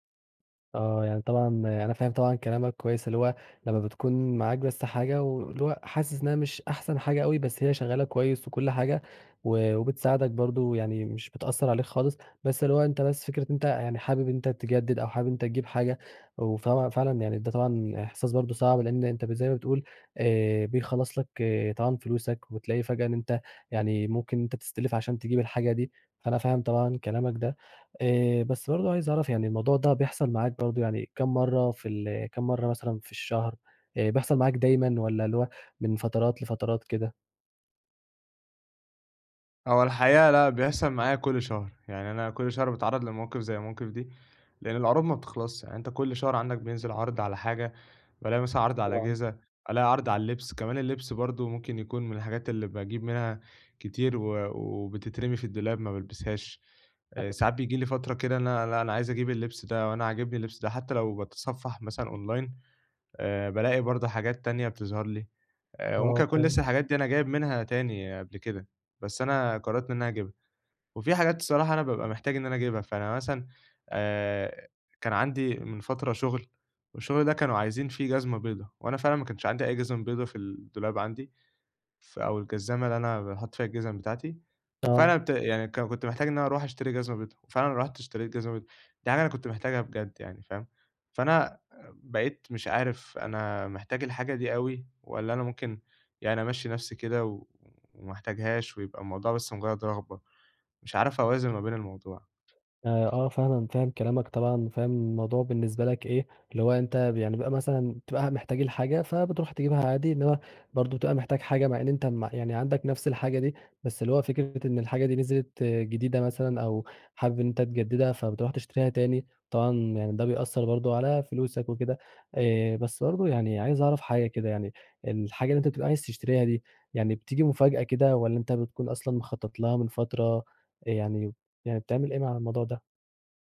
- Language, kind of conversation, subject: Arabic, advice, إزاي أفرّق بين اللي محتاجه واللي نفسي فيه قبل ما أشتري؟
- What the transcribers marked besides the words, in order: other background noise; tapping; unintelligible speech; in English: "أونلاين"